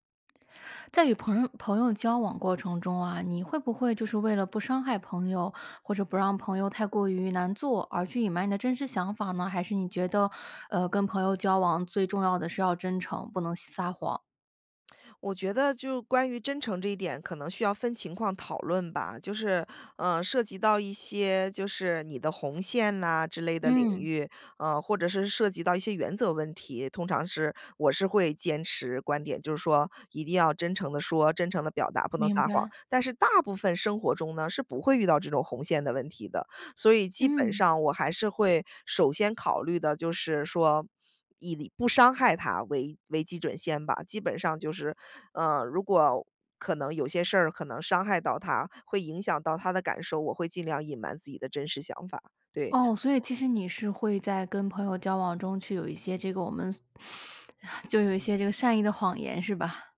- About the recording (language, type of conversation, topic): Chinese, podcast, 你为了不伤害别人，会选择隐瞒自己的真实想法吗？
- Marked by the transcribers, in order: other background noise